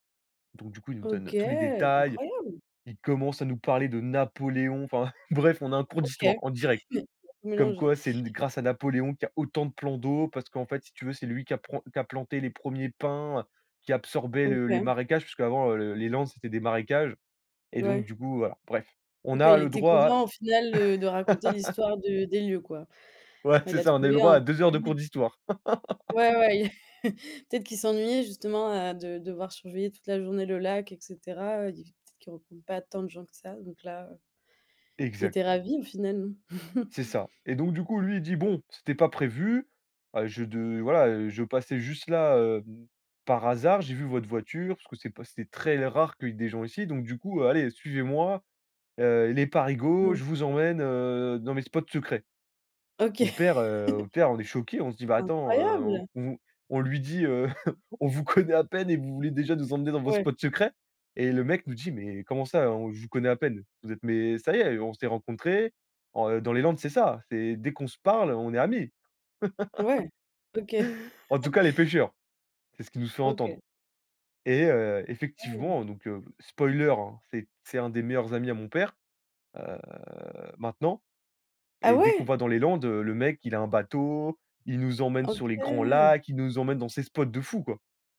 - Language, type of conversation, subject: French, podcast, Quelle rencontre imprévue t’a fait découvrir un endroit secret ?
- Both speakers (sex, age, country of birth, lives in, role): female, 25-29, France, Germany, host; male, 20-24, France, France, guest
- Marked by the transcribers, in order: chuckle; unintelligible speech; laugh; laugh; chuckle; chuckle; chuckle; chuckle; laugh; chuckle; drawn out: "heu"